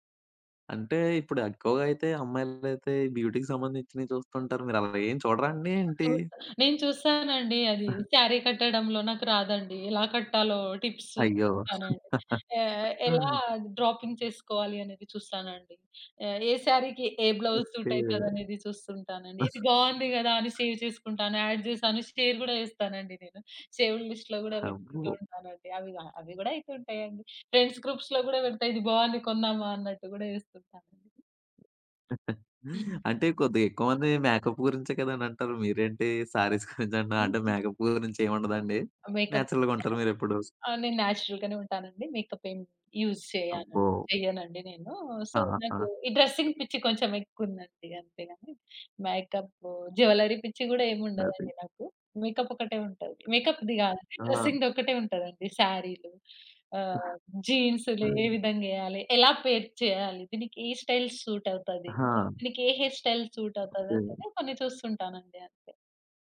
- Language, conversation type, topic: Telugu, podcast, మీరు సోషల్‌మీడియా ఇన్‌ఫ్లూఎన్సర్‌లను ఎందుకు అనుసరిస్తారు?
- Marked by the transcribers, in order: in English: "బ్యూటీకి"; chuckle; in English: "టిప్స్"; in English: "డ్రాపింగ్"; chuckle; in English: "బ్లౌజ్ సూట్"; other background noise; in English: "సేవ్"; in English: "యాడ్"; in English: "షేర్"; in English: "సేవ్‌డ్ లిస్ట్‌లో"; in English: "ఫ్రెండ్స్ గ్రూప్స్‌లో"; chuckle; other noise; in English: "మేకప్"; chuckle; in English: "మేకప్"; in English: "నేచురల్‌గా"; in English: "మేకప్"; in English: "నేచురల్"; in English: "మేకప్"; in English: "యూజ్"; in English: "సో"; in English: "డ్రెసింగ్"; in English: "మేకప్, జ్యులరీ"; in English: "మేకప్"; in English: "మేకప్‌ది"; in English: "డ్రెసింగ్‌ది"; chuckle; in English: "పెయిర్"; in English: "స్టైల్ సూట్"; in English: "హెయిర్ స్టైల్ సూట్"